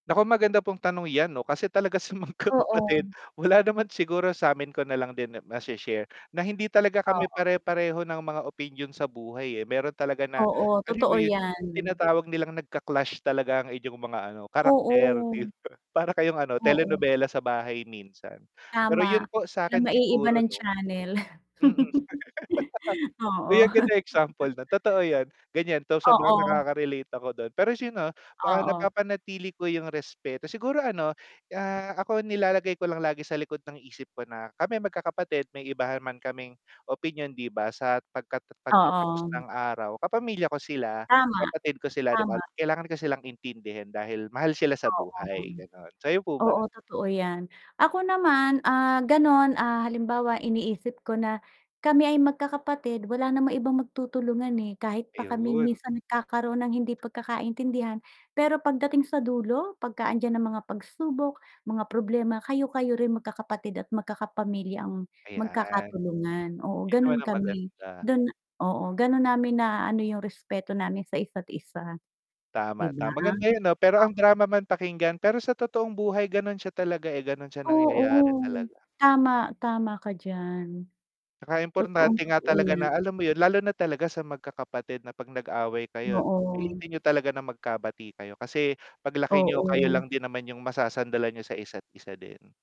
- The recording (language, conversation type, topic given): Filipino, unstructured, Paano mo hinaharap ang hindi pagkakaunawaan sa pamilya?
- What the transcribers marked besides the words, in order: static; laughing while speaking: "magkakapatid"; distorted speech; chuckle; tapping; "importante" said as "impornate"; mechanical hum